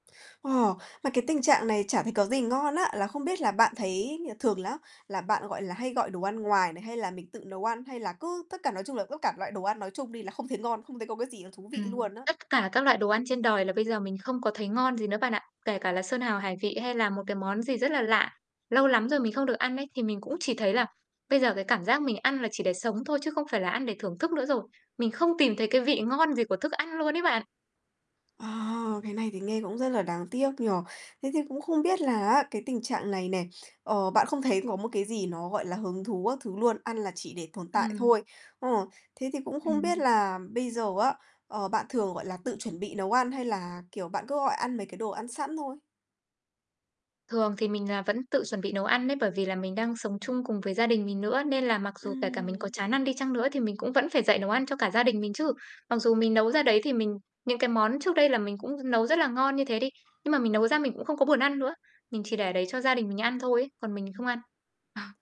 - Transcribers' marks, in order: static; distorted speech; other background noise; tapping
- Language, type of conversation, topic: Vietnamese, advice, Bạn thường bỏ bữa hoặc ăn không đúng giờ như thế nào?